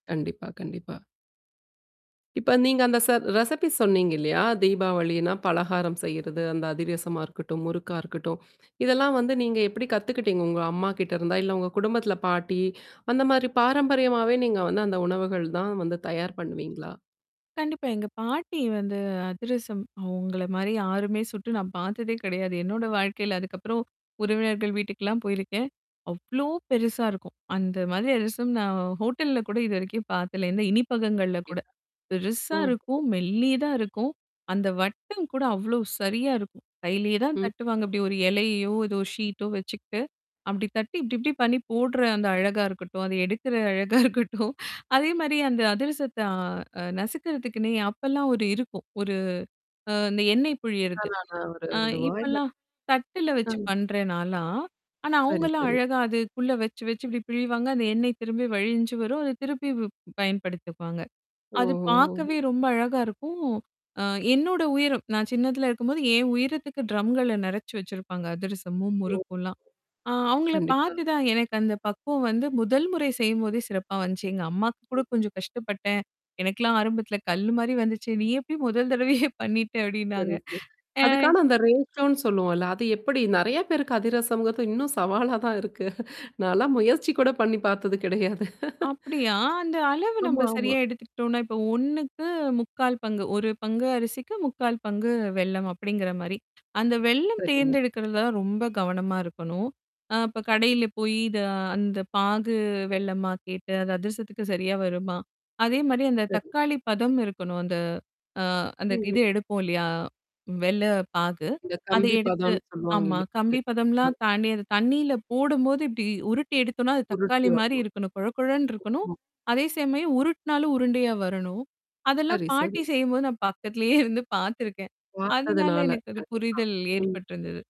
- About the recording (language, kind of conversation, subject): Tamil, podcast, தீபாவளி, பொங்கல் போன்ற பண்டிகை சமையலில் குடும்ப உறுப்பினர்களின் பொறுப்புப் பகிர்வு காலப்போக்கில் எப்படி மாறியுள்ளது?
- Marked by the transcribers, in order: in English: "ரெசபி"; "ரெசிபி" said as "ரெசபி"; inhale; inhale; in English: "ஹோட்டல்ல"; "பாக்கல" said as "பார்த்தல"; unintelligible speech; horn; in English: "ஷீட்டோ"; laughing while speaking: "அழகா இருக்கட்டும்"; distorted speech; drawn out: "ஓ!"; other background noise; other noise; laughing while speaking: "தடவையே பண்ணிட்ட? அப்படின்னாங்க"; unintelligible speech; laughing while speaking: "சவாலா தான் இருக்கு. நான்ல்லாம் முயற்சி கூட பண்ணி பாத்தது கிடையாது"; mechanical hum; unintelligible speech; unintelligible speech; laughing while speaking: "பக்கத்திலேயே இருந்து பாத்துருக்கேன்"